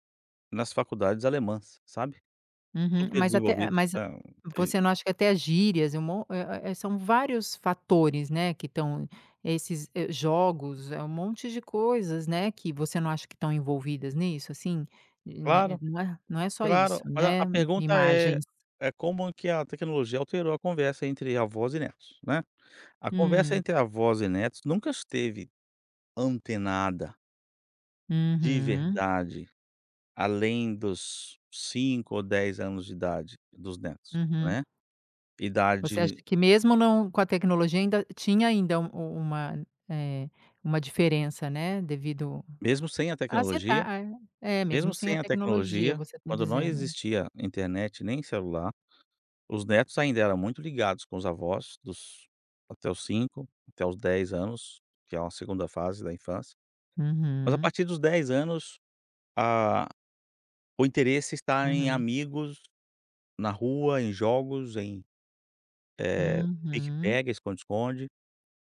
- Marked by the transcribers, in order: unintelligible speech; tapping; other background noise
- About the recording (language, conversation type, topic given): Portuguese, podcast, Como a tecnologia alterou a conversa entre avós e netos?